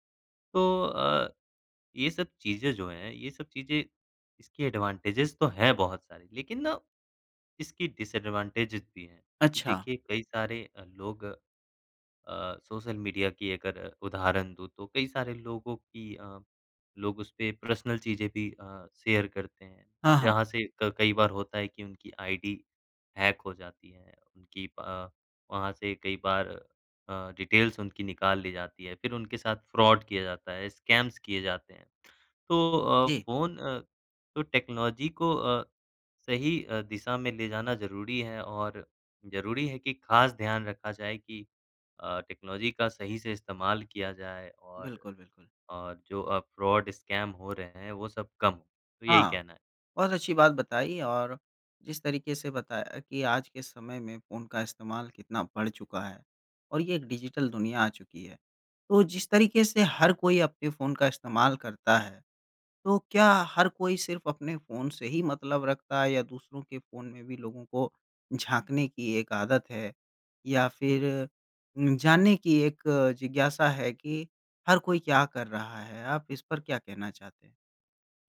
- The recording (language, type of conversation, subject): Hindi, podcast, किसके फोन में झांकना कब गलत माना जाता है?
- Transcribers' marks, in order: in English: "एडवांटेजस"; in English: "डिसएडवांटेजस"; in English: "पर्सनल"; in English: "शेयर"; in English: "आइडी हैक"; in English: "डिटेल्स"; in English: "फ्रॉड"; in English: "स्कैम्स"; other background noise; in English: "टेक्नोलॉजी"; in English: "टेक्नोलॉजी"; in English: "फ्रॉड स्कैम"; in English: "डिजिटल"